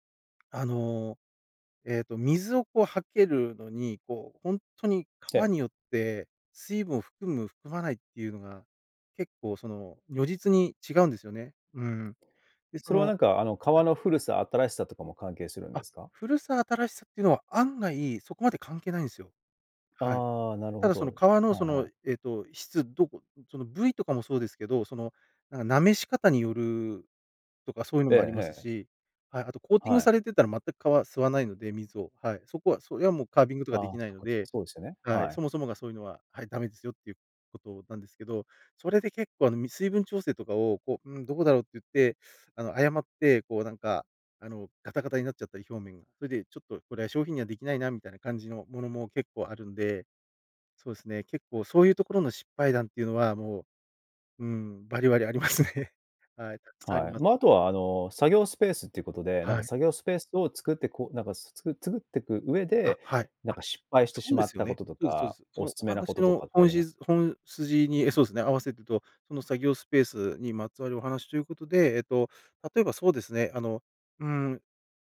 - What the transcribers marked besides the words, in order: in English: "カービング"; chuckle
- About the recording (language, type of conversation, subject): Japanese, podcast, 作業スペースはどのように整えていますか？